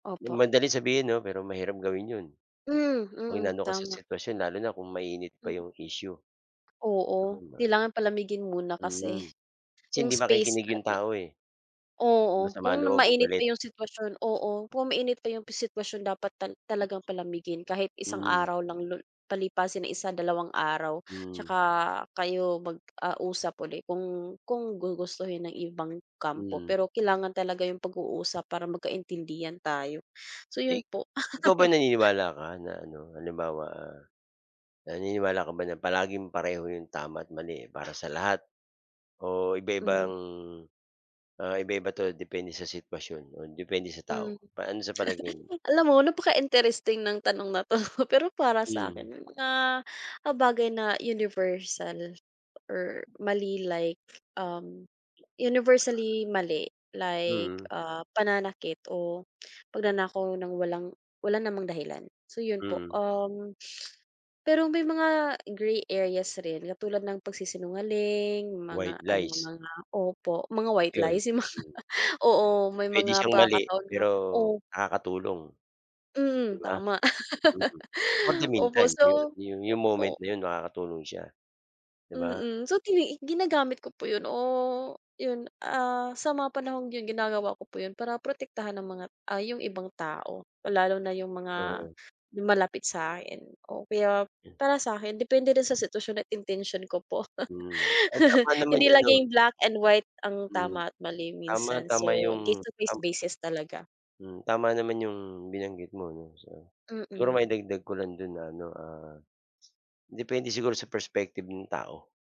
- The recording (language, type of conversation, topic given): Filipino, unstructured, Paano mo pinipili kung alin ang tama o mali?
- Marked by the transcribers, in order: unintelligible speech; tapping; laugh; other background noise; chuckle; laughing while speaking: "'to"; sniff; laughing while speaking: "mga"; laugh; laugh